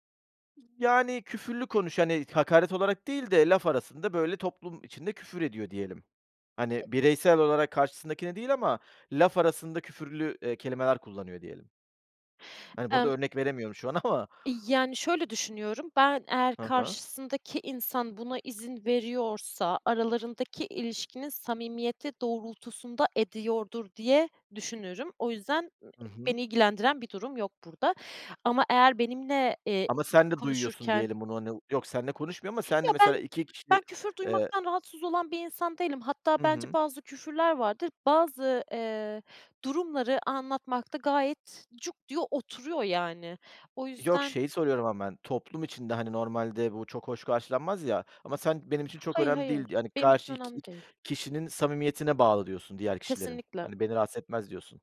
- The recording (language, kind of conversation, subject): Turkish, podcast, Dil kimliğini nasıl şekillendiriyor?
- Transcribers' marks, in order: other background noise; chuckle